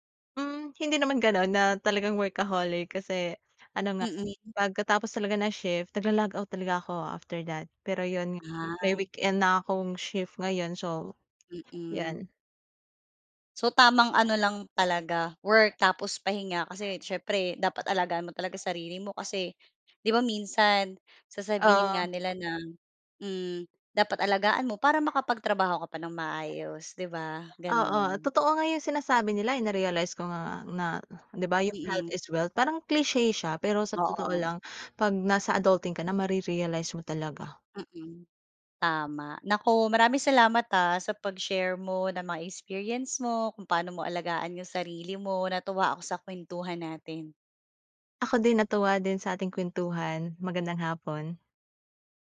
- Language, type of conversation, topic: Filipino, podcast, May ginagawa ka ba para alagaan ang sarili mo?
- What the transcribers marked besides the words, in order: other background noise; tapping; in English: "health is wealth"